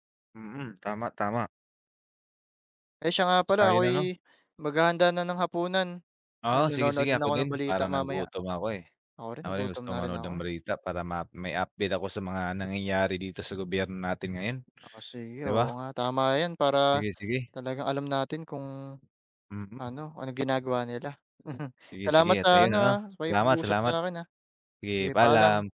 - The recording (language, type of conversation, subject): Filipino, unstructured, Ano ang papel ng midya sa pagsubaybay sa pamahalaan?
- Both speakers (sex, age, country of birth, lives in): male, 18-19, Philippines, Philippines; male, 25-29, Philippines, Philippines
- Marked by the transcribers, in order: tapping; other background noise